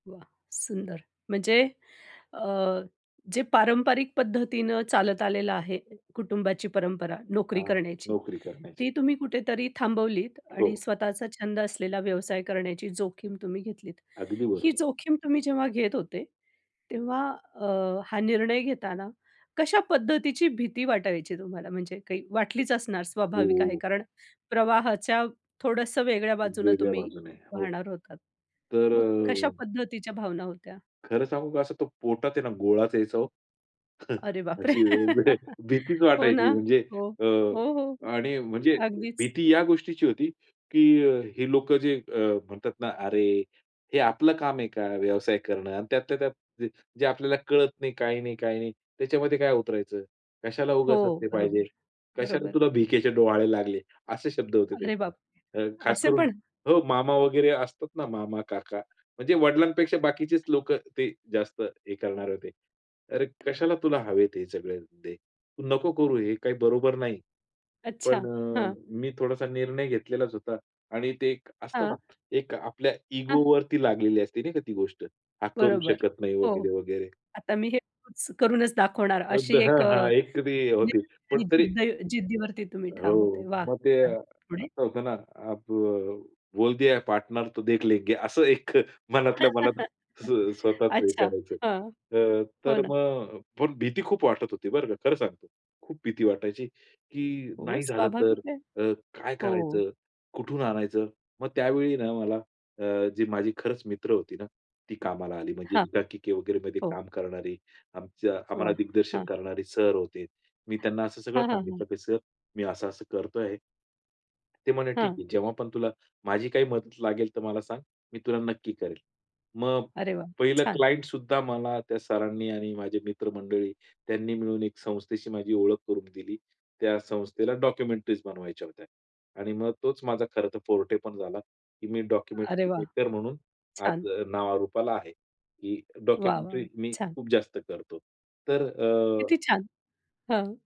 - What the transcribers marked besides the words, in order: tapping; chuckle; laughing while speaking: "एवढी"; chuckle; other background noise; other noise; unintelligible speech; unintelligible speech; in Hindi: "अब बोल दिया पाटनर तो देख लेंगे"; chuckle; in English: "क्लायंट"; in English: "डॉक्युमेंटरीज"; in English: "फोर्टे"; in English: "डॉक्युमेंटरी"
- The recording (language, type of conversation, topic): Marathi, podcast, तुम्ही कधी मोठी जोखीम घेतली आणि काय घडलं?